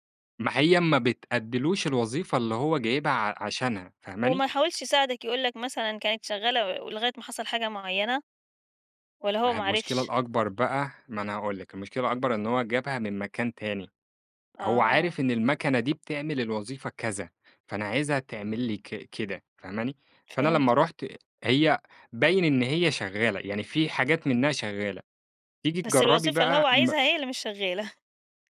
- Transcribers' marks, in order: tapping
- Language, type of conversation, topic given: Arabic, podcast, إزاي بتحافظ على توازن بين الشغل وحياتك الشخصية؟